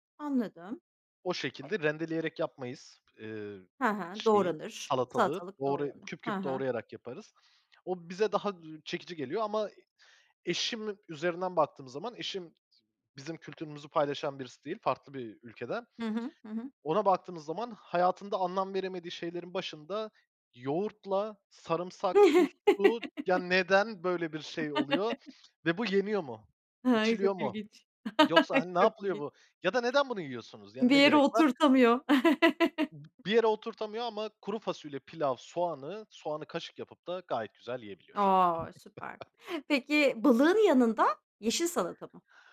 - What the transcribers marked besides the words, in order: other background noise; chuckle; laugh; laugh; laugh; other noise; laugh; chuckle
- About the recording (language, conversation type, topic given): Turkish, podcast, Bu tarif kuşaktan kuşağa nasıl aktarıldı, anlatır mısın?